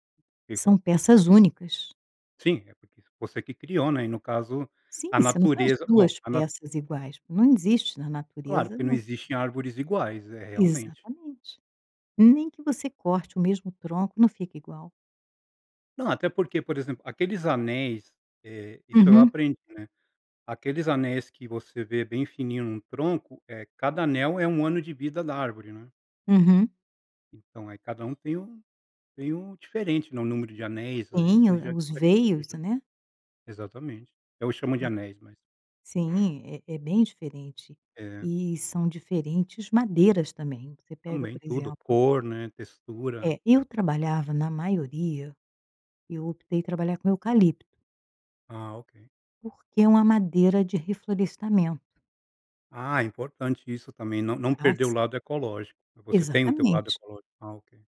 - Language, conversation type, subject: Portuguese, podcast, Você pode me contar uma história que define o seu modo de criar?
- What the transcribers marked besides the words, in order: tapping